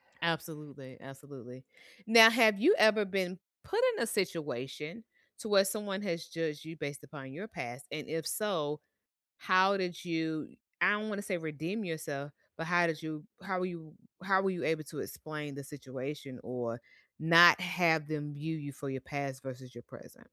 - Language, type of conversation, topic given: English, unstructured, Is it fair to judge someone by their past mistakes?
- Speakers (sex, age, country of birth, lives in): female, 45-49, United States, United States; male, 30-34, United States, United States
- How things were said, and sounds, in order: other background noise